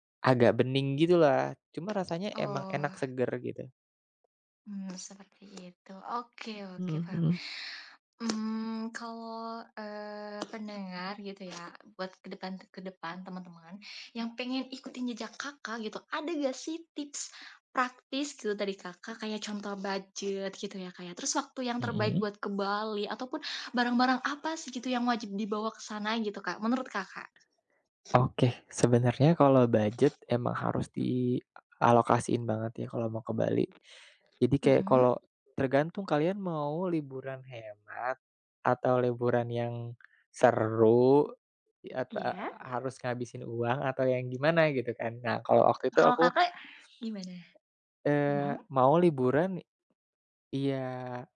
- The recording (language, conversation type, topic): Indonesian, podcast, Apa salah satu pengalaman perjalanan paling berkesan yang pernah kamu alami?
- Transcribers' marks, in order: other background noise; tapping